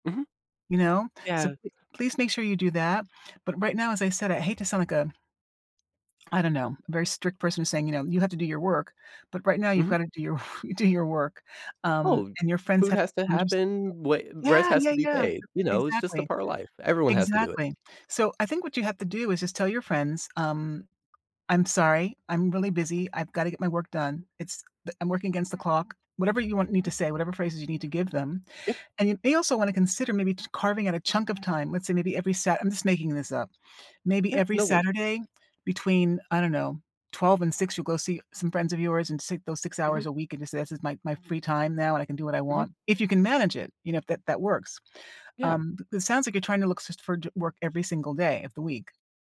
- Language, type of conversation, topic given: English, advice, How can I balance my work and personal life without feeling burned out?
- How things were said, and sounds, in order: tapping; scoff; other background noise; other noise